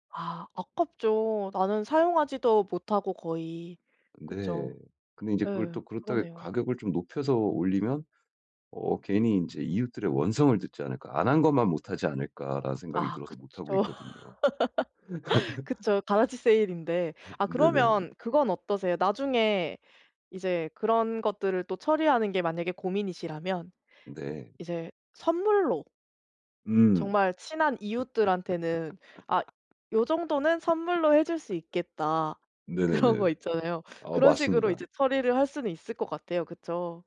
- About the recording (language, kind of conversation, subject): Korean, advice, 소비 유혹을 이겨내고 소비 습관을 개선해 빚을 줄이려면 어떻게 해야 하나요?
- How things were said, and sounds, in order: other background noise; tapping; laugh; in English: "garage"; laugh; laugh; laughing while speaking: "그런 거 있잖아요"; sniff